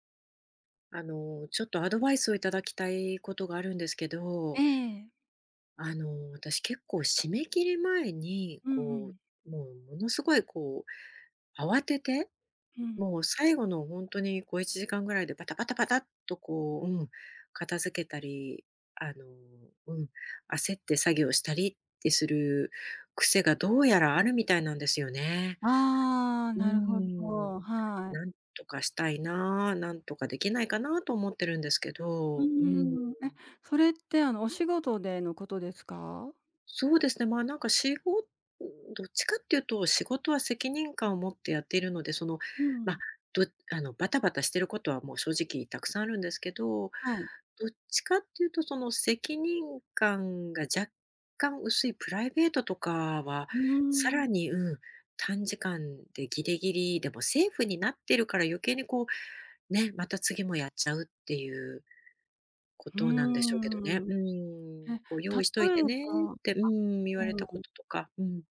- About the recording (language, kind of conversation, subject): Japanese, advice, 締め切り前に慌てて短時間で詰め込んでしまう癖を直すにはどうすればよいですか？
- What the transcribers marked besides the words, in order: other background noise